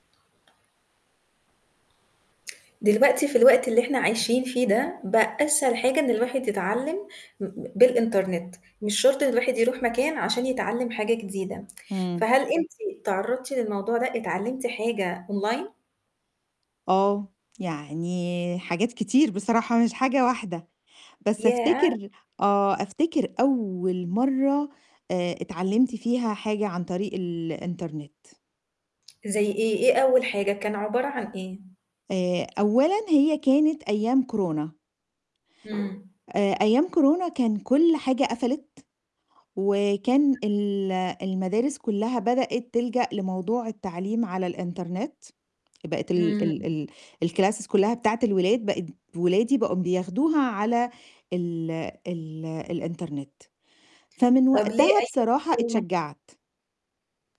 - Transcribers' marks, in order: static; other background noise; distorted speech; in English: "أونلاين؟"; tapping; in English: "الclasses"
- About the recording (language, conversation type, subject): Arabic, podcast, احكيلنا عن تجربتك في التعلّم أونلاين، كانت عاملة إيه؟